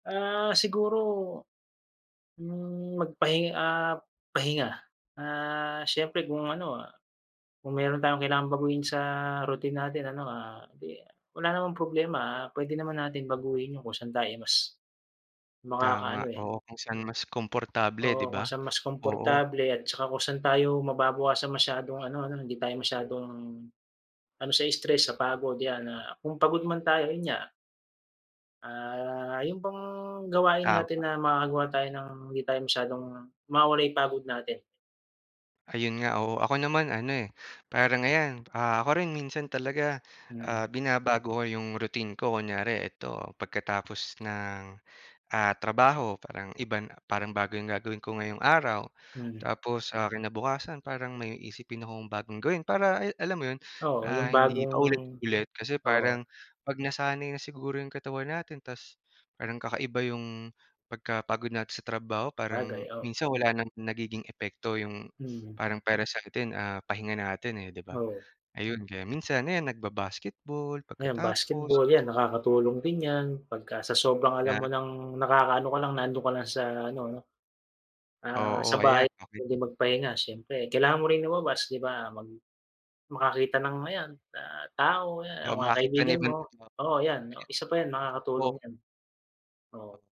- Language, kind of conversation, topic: Filipino, unstructured, Paano mo nilalabanan ang pakiramdam ng matinding pagod o pagkaubos ng lakas?
- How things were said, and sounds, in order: tapping; other background noise; sniff; unintelligible speech